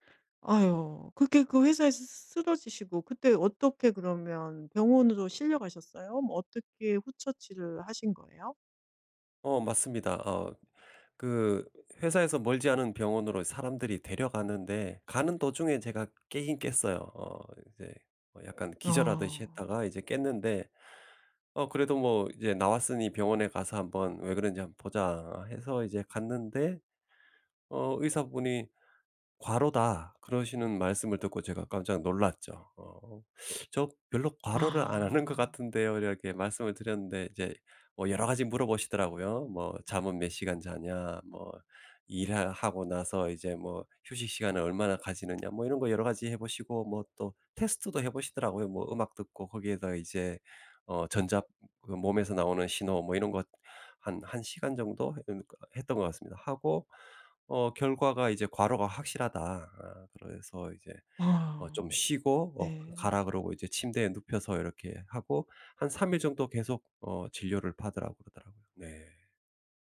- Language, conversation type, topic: Korean, podcast, 일과 개인 생활의 균형을 어떻게 관리하시나요?
- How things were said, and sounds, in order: teeth sucking; laughing while speaking: "안 하는 것"; tapping